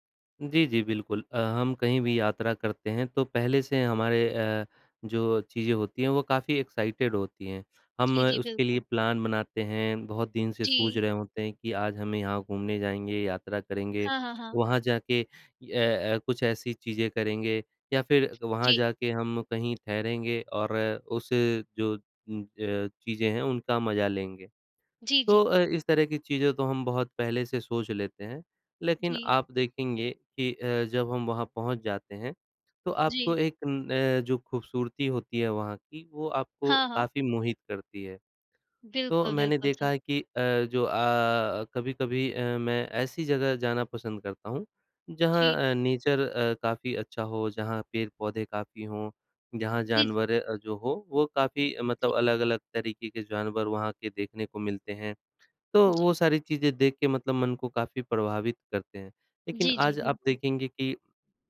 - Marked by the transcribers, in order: in English: "एक्साइटेड"; in English: "प्लान"; in English: "नेचर"
- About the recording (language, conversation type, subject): Hindi, unstructured, यात्रा के दौरान आपको सबसे ज़्यादा खुशी किस बात से मिलती है?